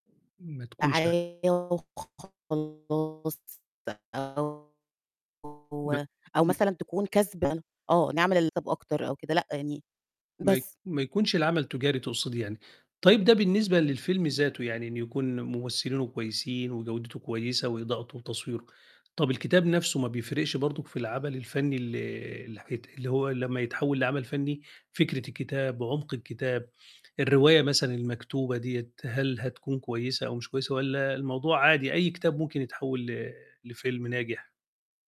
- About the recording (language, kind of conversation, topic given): Arabic, podcast, إيه رأيك في تحويل الكتب لأفلام؟
- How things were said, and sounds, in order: unintelligible speech; distorted speech; unintelligible speech; unintelligible speech